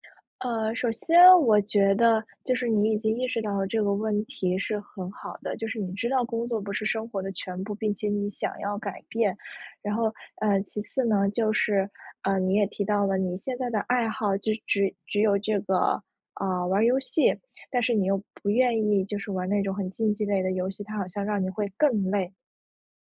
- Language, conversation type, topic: Chinese, advice, 休息时间被工作侵占让你感到精疲力尽吗？
- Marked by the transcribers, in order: none